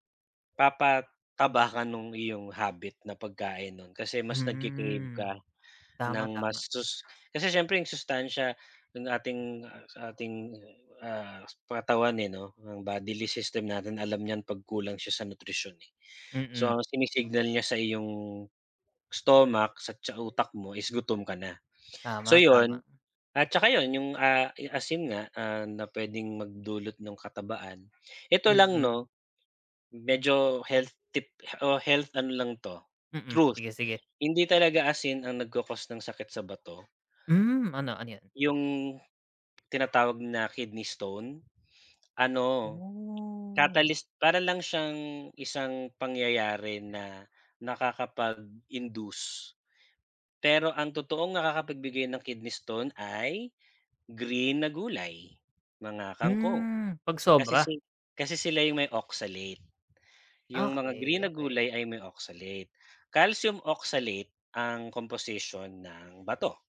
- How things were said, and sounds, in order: other background noise; tapping; in English: "oxalate"; in English: "oxalate, Calcium oxalate"
- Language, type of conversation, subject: Filipino, unstructured, Sa tingin mo ba nakasasama sa kalusugan ang pagkain ng instant noodles araw-araw?